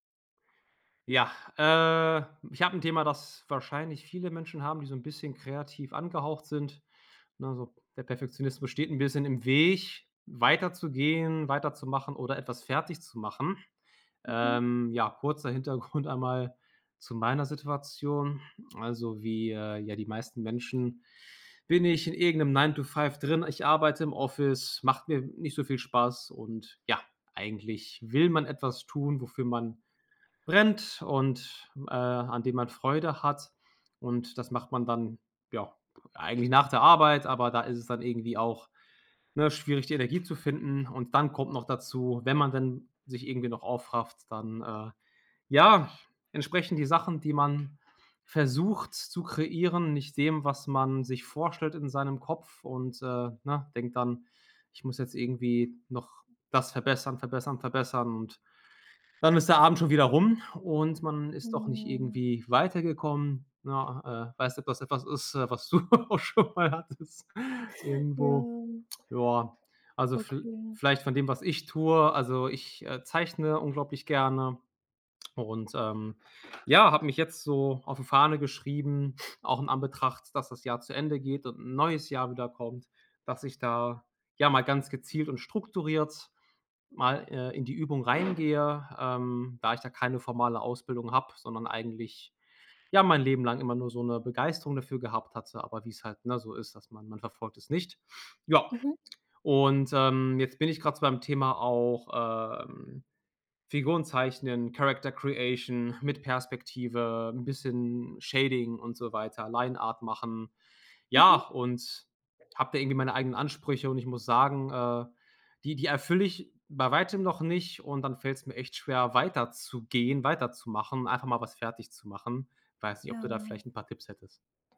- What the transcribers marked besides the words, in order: tapping; other background noise; laughing while speaking: "Hintergrund"; laughing while speaking: "du auch schon mal hattest"; in English: "Character Creation"; in English: "Shading"; in English: "Lineart"
- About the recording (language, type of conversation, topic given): German, advice, Wie verhindert Perfektionismus, dass du deine kreative Arbeit abschließt?